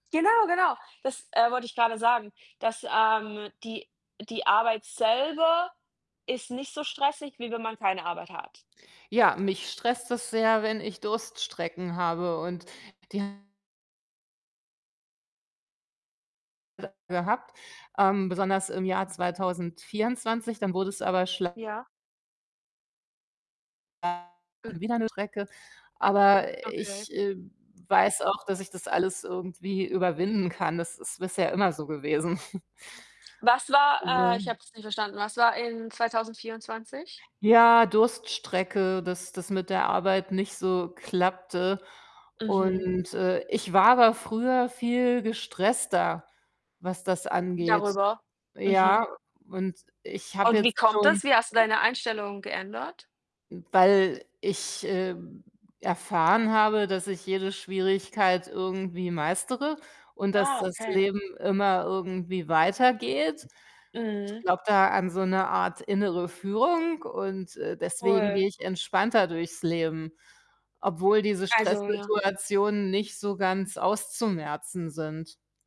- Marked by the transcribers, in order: distorted speech; unintelligible speech; unintelligible speech; other background noise; chuckle; tapping
- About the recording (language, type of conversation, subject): German, unstructured, Wie entspannst du dich nach der Arbeit?